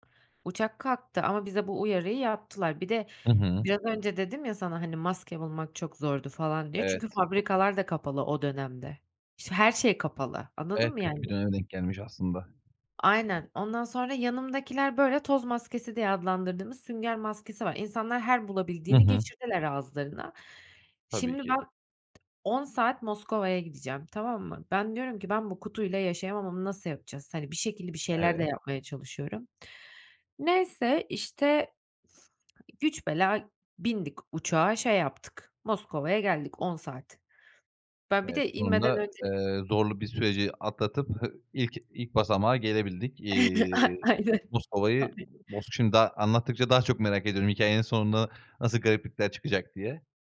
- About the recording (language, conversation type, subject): Turkish, podcast, Uçağı kaçırdığın bir anın var mı?
- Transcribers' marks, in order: tapping; other background noise; other noise; chuckle; laughing while speaking: "A aynen. Ay"